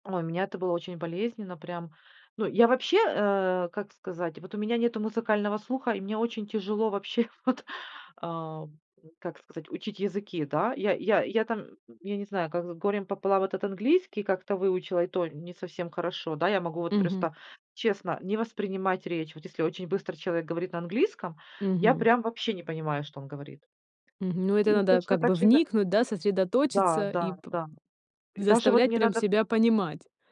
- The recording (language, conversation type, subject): Russian, podcast, Как язык, на котором говорят дома, влияет на ваше самоощущение?
- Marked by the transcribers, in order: laughing while speaking: "вообще вот"; other background noise; tapping